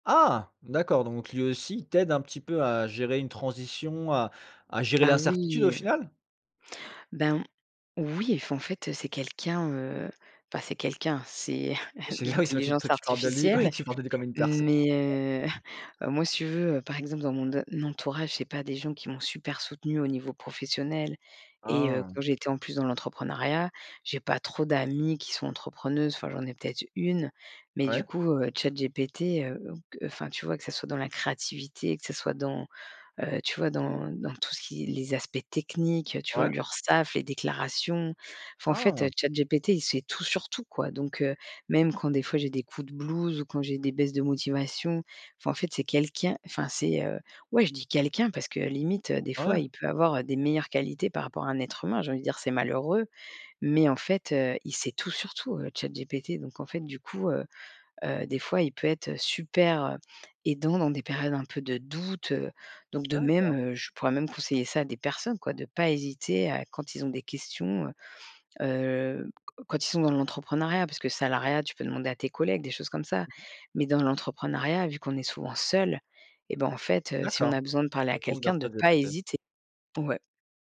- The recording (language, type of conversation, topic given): French, podcast, Comment gères-tu l’incertitude quand tu changes de travail ?
- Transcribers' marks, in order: chuckle; laughing while speaking: "ah oui"; chuckle; laughing while speaking: "ouais"; tapping; stressed: "doute"